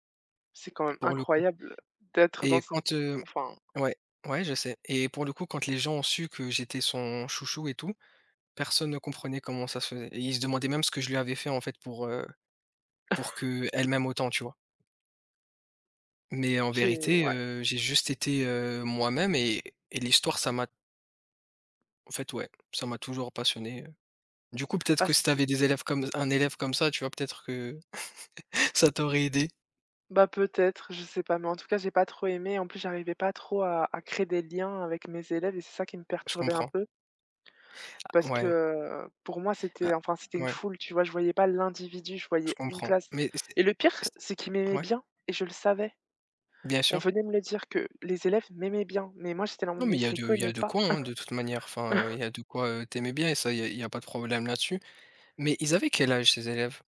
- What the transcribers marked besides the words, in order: chuckle; chuckle; stressed: "l'individu"; cough
- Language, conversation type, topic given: French, unstructured, Quelle est votre stratégie pour maintenir un bon équilibre entre le travail et la vie personnelle ?